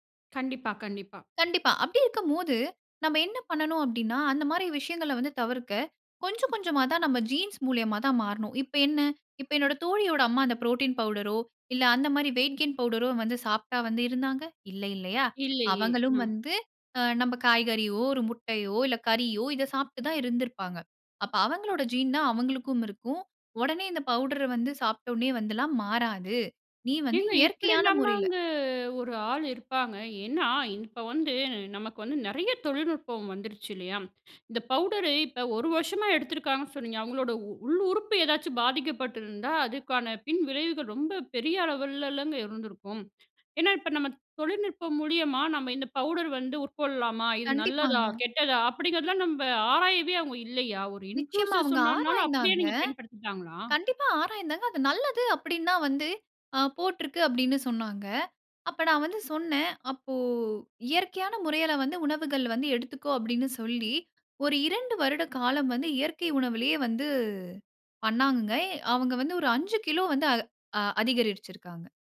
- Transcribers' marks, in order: in English: "ஜீன்ஸ்"; in English: "புரோட்டீன் பவுடரோ!"; in English: "வெயிட் கெயின் பவுடரோ"; other background noise; "அளவிலங்க" said as "அளவிலல்லங்க"; in English: "பவுடர்"; in English: "இன்க்ளூசிவ்"; "இன்ஃப்ளூயன்சர்" said as "இன்க்ளூசிவ்"
- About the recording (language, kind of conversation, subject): Tamil, podcast, ஒரு உள்ளடக்க உருவாக்குநரின் மனநலத்தைப் பற்றி நாம் எவ்வளவு வரை கவலைப்பட வேண்டும்?